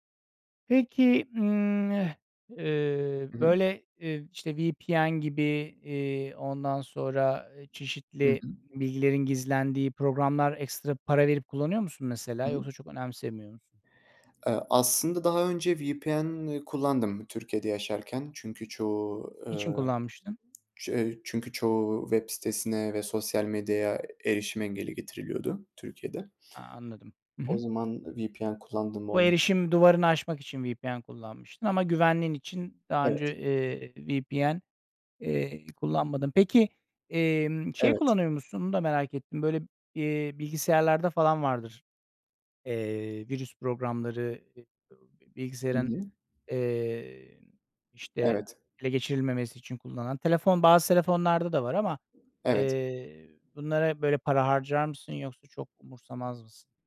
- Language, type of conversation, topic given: Turkish, podcast, Dijital gizliliğini korumak için neler yapıyorsun?
- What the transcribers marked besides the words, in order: tapping